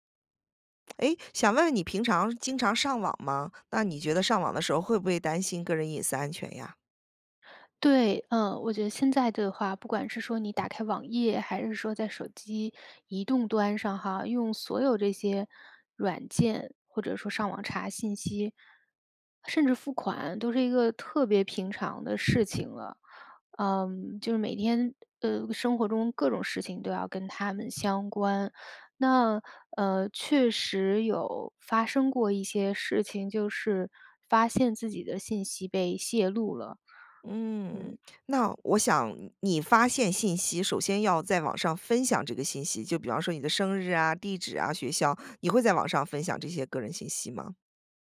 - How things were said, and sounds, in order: other background noise; tapping
- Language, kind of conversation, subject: Chinese, podcast, 我们该如何保护网络隐私和安全？